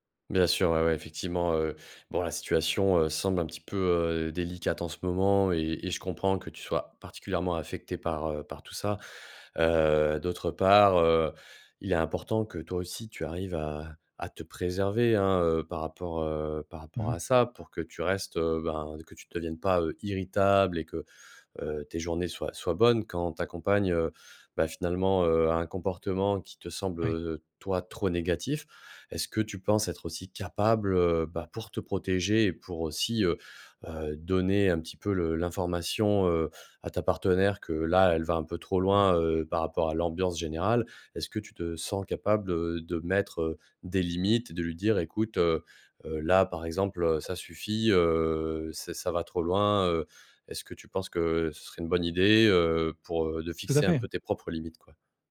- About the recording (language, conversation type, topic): French, advice, Comment réagir lorsque votre partenaire vous reproche constamment des défauts ?
- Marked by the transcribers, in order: stressed: "irritable"